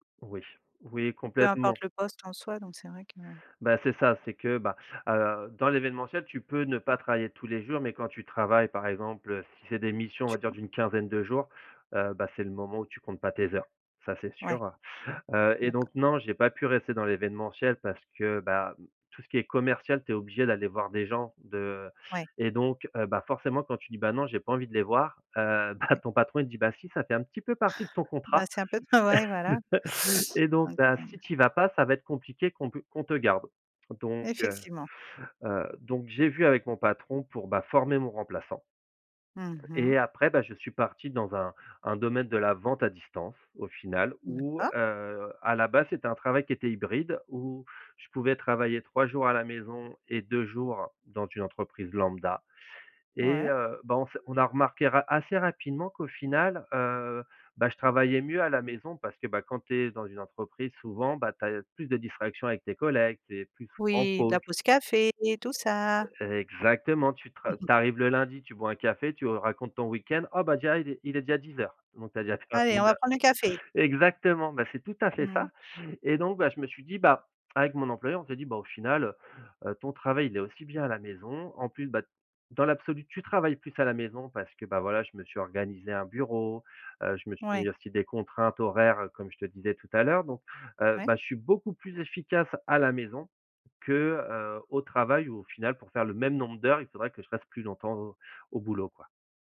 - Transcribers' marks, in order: unintelligible speech; laughing while speaking: "bah"; teeth sucking; laugh
- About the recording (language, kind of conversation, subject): French, podcast, Comment concilier le travail et la vie de couple sans s’épuiser ?